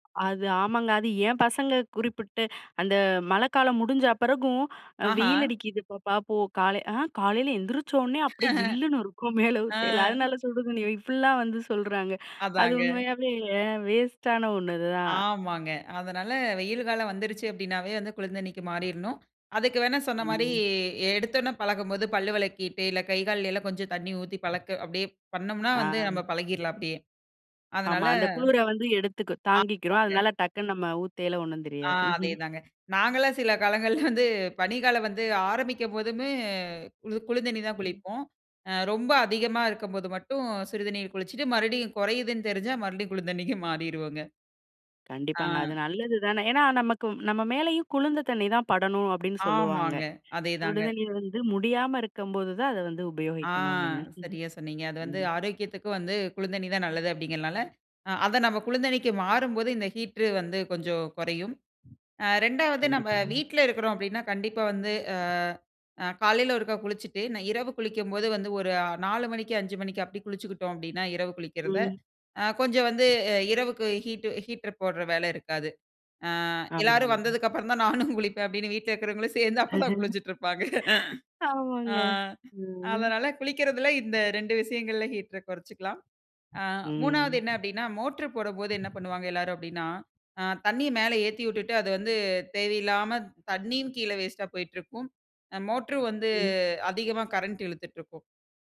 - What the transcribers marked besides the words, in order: other noise; chuckle; laughing while speaking: "மேல ஊத்தைல. அதனால சுடுதண்ணி, இப்டிலா வந்து சொல்றாங்க"; chuckle; chuckle; chuckle; in English: "ஹீட்ரு"; in English: "ஹீட்டர்"; chuckle; laughing while speaking: "அப்டின்னு வீட்ல இருக்கிறவங்களும் சேந்து, அப்பதான் குளிஞ்சிட்டு இருப்பாங்க"; laugh; laughing while speaking: "ஆமாங்க. ம்"; in English: "ஹீட்டர"; drawn out: "வந்து"
- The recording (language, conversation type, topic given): Tamil, podcast, மின்சாரச் செலவைக் குறைக்க வீட்டில் எளிதாகக் கடைப்பிடிக்கக்கூடிய பழக்கவழக்கங்கள் என்னென்ன?